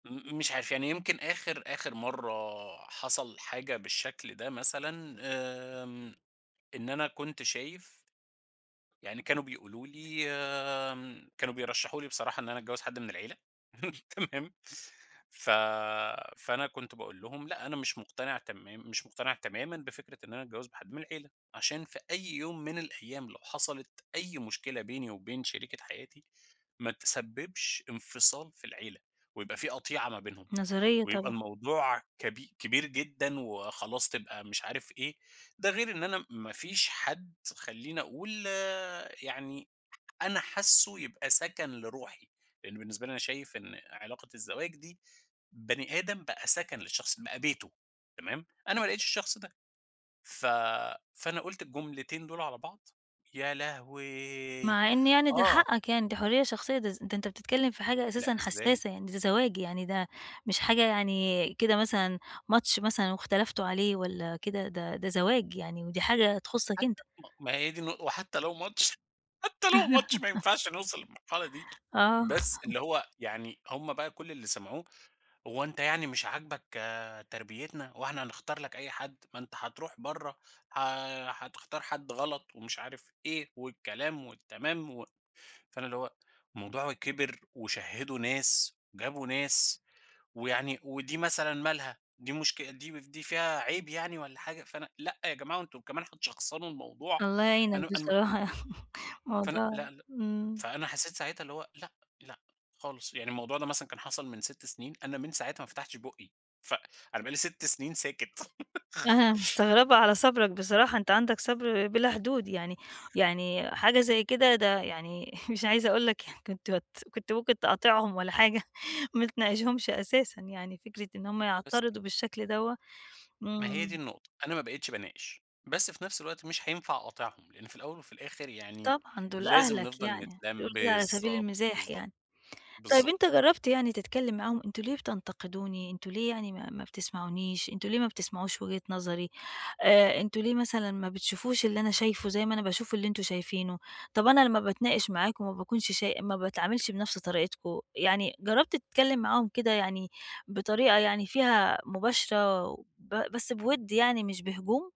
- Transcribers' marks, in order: tapping; laugh; laugh; laughing while speaking: "حتى لو ماتش ما ينفعش نوصل للمرحلة دي"; laugh; laugh; laugh
- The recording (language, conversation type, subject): Arabic, advice, ليه بحس إني بمثّل دور مش دوري قدّام أهلي؟